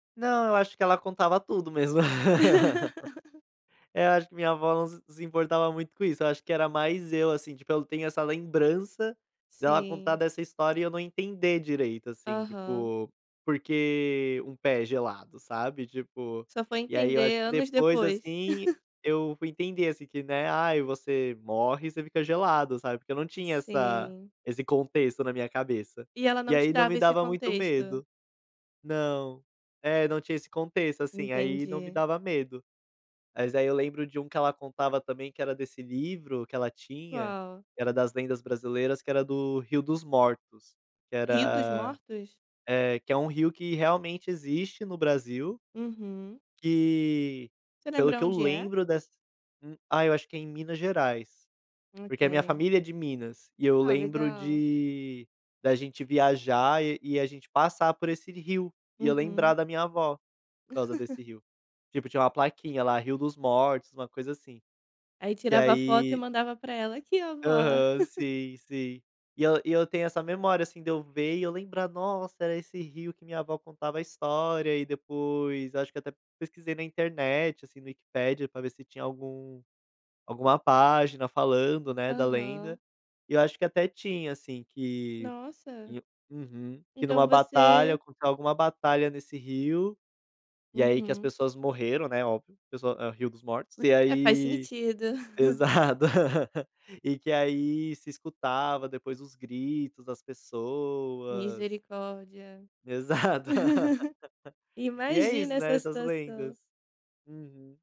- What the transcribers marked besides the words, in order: laugh; tapping; laugh; laugh; laugh; other noise; chuckle; laughing while speaking: "pesado"; laughing while speaking: "Exato"; laugh
- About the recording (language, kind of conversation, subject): Portuguese, podcast, Você se lembra de alguma história ou mito que ouvia quando criança?